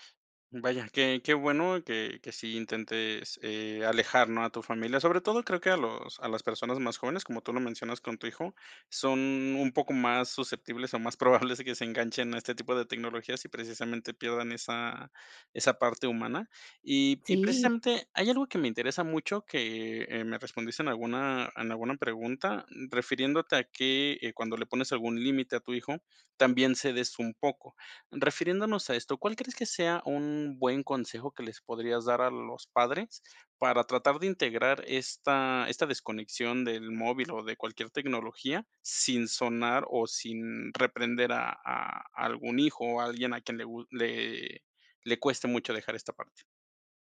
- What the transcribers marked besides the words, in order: laughing while speaking: "más probables"; other background noise
- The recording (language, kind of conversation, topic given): Spanish, podcast, ¿Qué haces para desconectarte del celular por la noche?